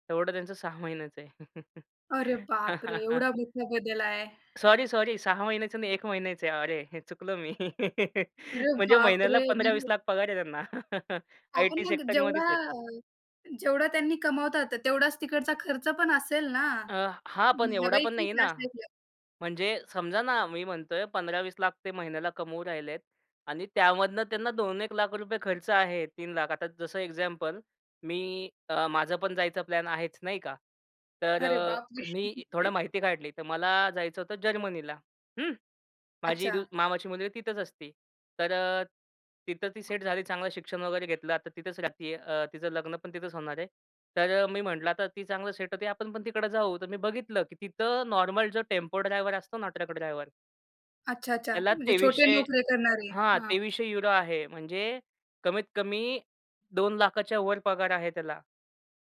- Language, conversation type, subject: Marathi, podcast, परदेशात राहायचे की घरीच—स्थान बदलण्याबाबत योग्य सल्ला कसा द्यावा?
- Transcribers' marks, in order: laughing while speaking: "सहा महिन्याच आहे"; surprised: "अरे, बापरे! एवढा मोठा बदल आहे"; laugh; laugh; surprised: "अरे, बाप रे!"; unintelligible speech; laugh; unintelligible speech; in English: "एक्झाम्पल"; chuckle; other background noise; in English: "नॉर्मल"